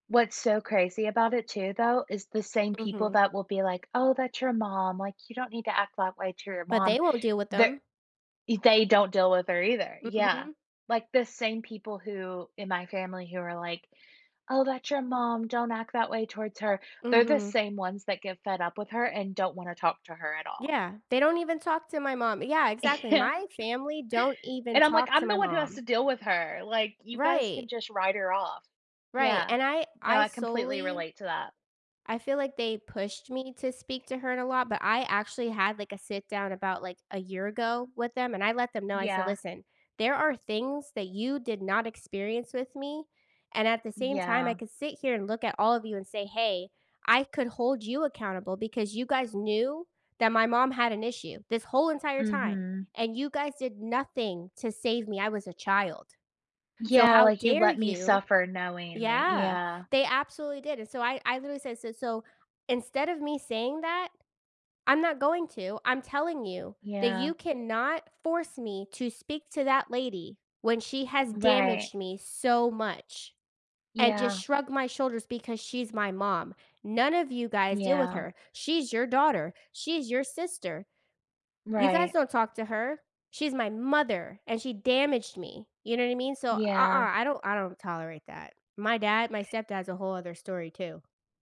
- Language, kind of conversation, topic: English, unstructured, How do you handle disagreements with your parents while maintaining respect?
- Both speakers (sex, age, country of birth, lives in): female, 25-29, United States, United States; female, 30-34, United States, United States
- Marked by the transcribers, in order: laughing while speaking: "Yeah"; other background noise